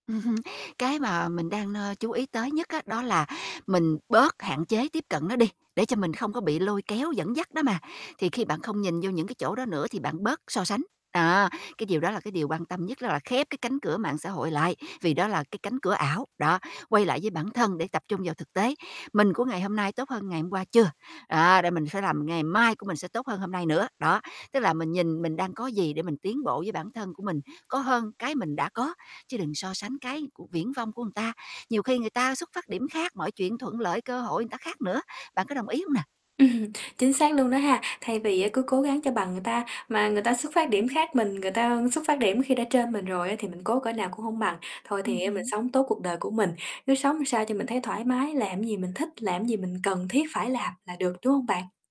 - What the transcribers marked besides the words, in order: laugh; tapping; static; "người" said as "ừn"; "người" said as "ừn"; laughing while speaking: "Ừm"; distorted speech
- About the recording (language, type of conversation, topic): Vietnamese, advice, Làm sao để bớt so sánh bản thân với cuộc sống của người khác và giảm cảm giác sợ bỏ lỡ?